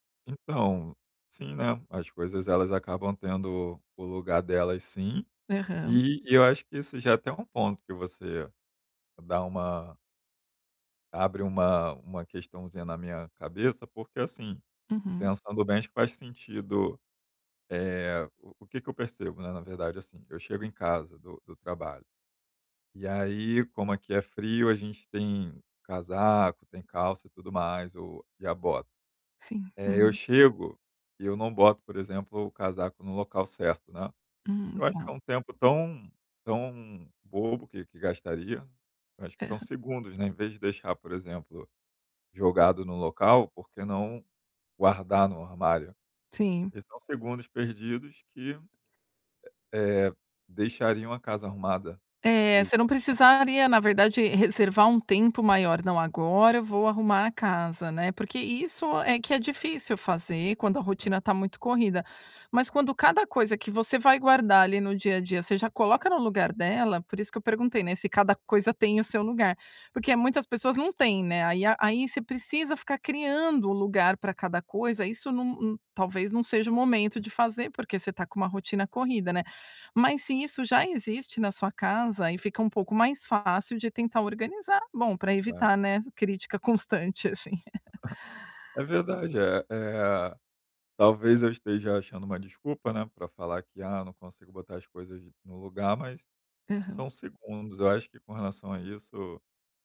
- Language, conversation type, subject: Portuguese, advice, Como lidar com um(a) parceiro(a) que critica constantemente minhas atitudes?
- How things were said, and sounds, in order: tapping; laugh; giggle